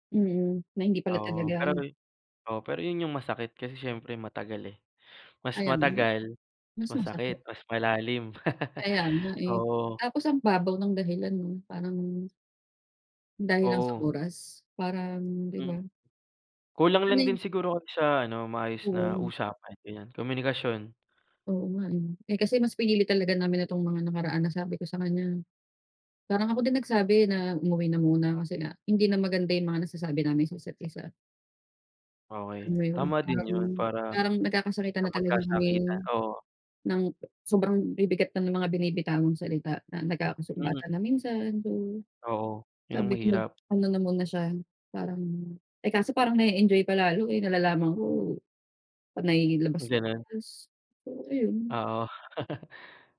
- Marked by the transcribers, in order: tapping; laugh; laugh
- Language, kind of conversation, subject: Filipino, unstructured, Paano mo malalaman kung handa ka na sa isang seryosong relasyon?